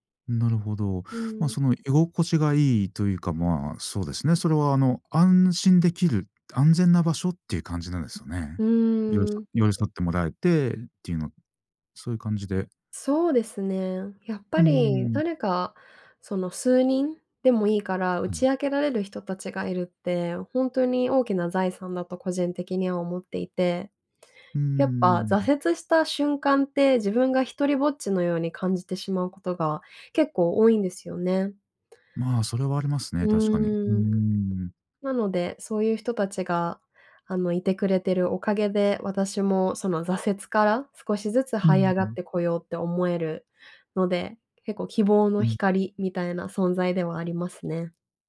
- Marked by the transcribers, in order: none
- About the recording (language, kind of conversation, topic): Japanese, podcast, 挫折から立ち直るとき、何をしましたか？